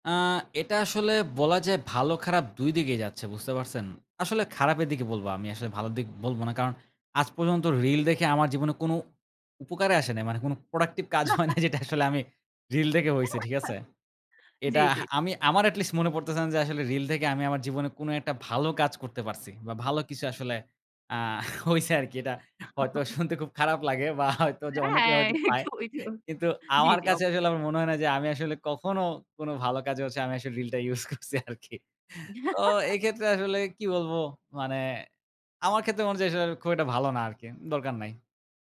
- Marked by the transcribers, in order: laugh; laughing while speaking: "কাজ হয় না যেটা আসলে আমি"; laugh; laughing while speaking: "হইছে আরকি"; chuckle; laughing while speaking: "শুনতে খুব খারাপ লাগে বা হয়তো অনেকে হয়তো পায়"; laughing while speaking: "এইতো ওইতো"; laughing while speaking: "ইউস করছি আরকি"; laugh
- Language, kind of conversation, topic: Bengali, podcast, সামাজিক মাধ্যমের রিলসে ছোট কনটেন্ট কেন এত প্রভাবশালী?